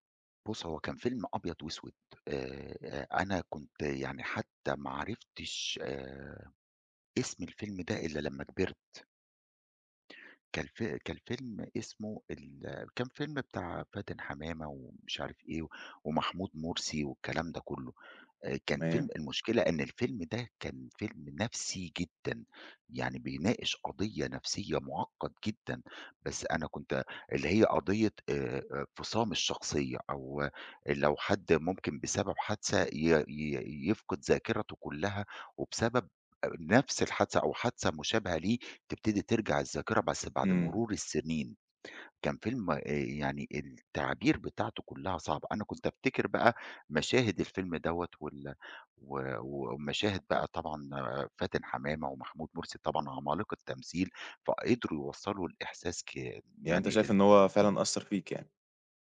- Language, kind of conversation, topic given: Arabic, podcast, ليه بنحب نعيد مشاهدة أفلام الطفولة؟
- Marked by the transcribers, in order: none